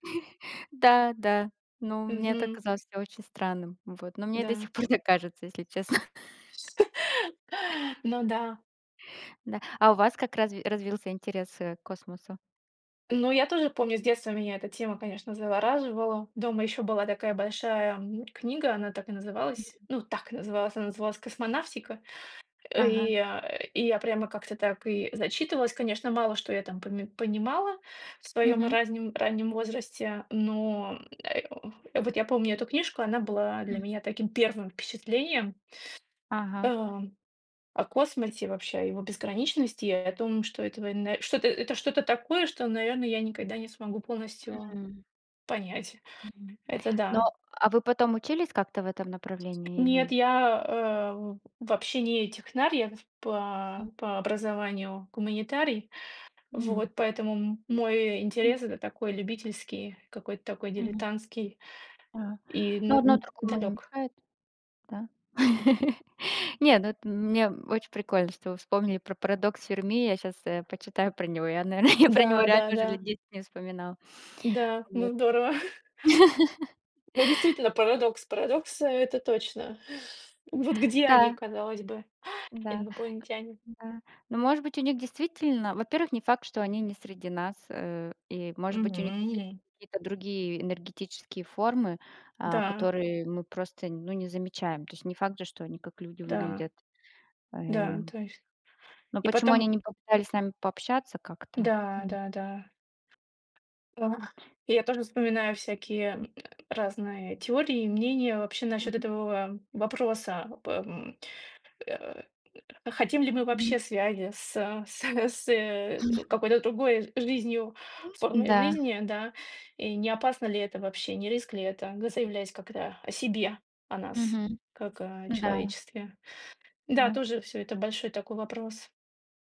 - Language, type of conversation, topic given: Russian, unstructured, Почему людей интересуют космос и исследования планет?
- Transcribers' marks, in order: chuckle; chuckle; tapping; stressed: "так"; other background noise; laugh; chuckle; chuckle; laugh; chuckle; gasp